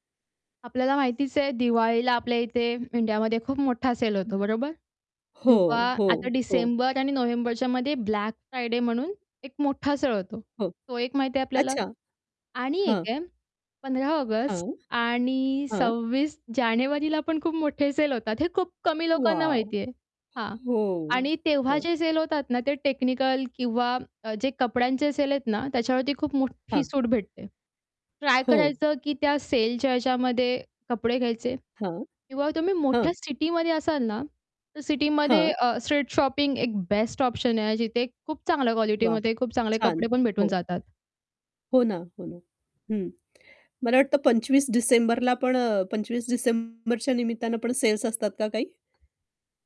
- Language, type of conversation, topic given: Marathi, podcast, बजेटमध्येही स्टाइल कशी कायम राखता?
- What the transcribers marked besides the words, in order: tapping; distorted speech; static; in English: "स्ट्रीट शॉपिंग"